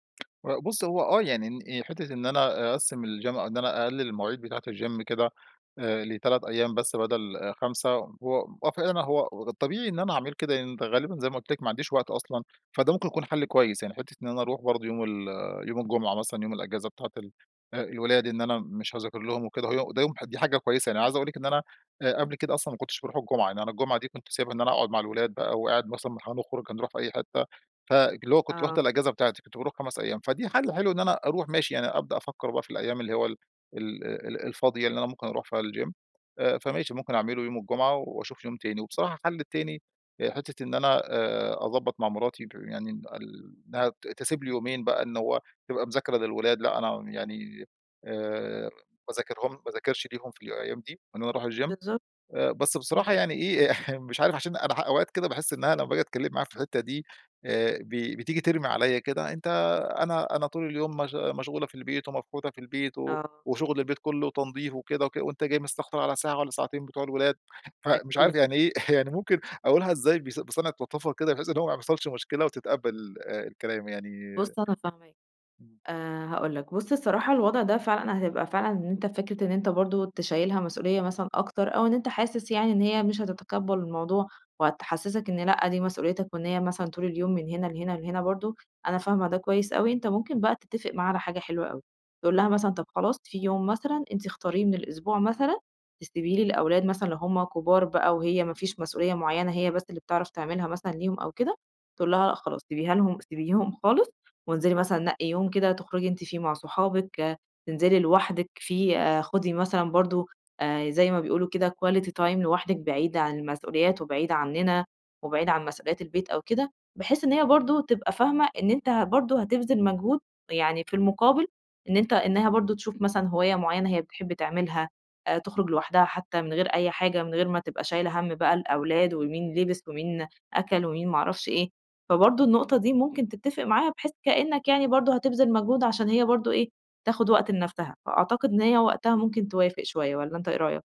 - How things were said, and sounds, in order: tapping; in English: "الGym"; in English: "الGym"; unintelligible speech; in English: "الGym"; in English: "الGym"; chuckle; chuckle; in English: "quality time"
- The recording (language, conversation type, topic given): Arabic, advice, إزاي أقدر أوازن بين التمرين والشغل ومسؤوليات البيت؟